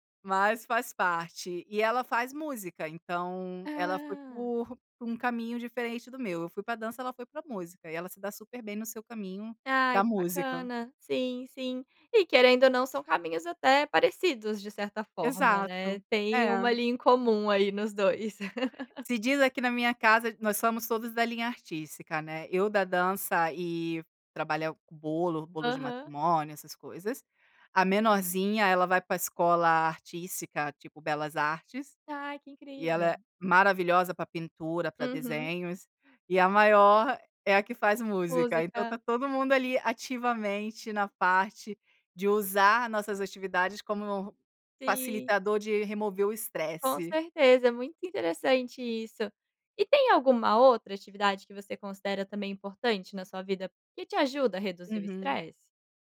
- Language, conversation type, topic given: Portuguese, podcast, Qual é uma prática simples que ajuda você a reduzir o estresse?
- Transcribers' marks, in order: laugh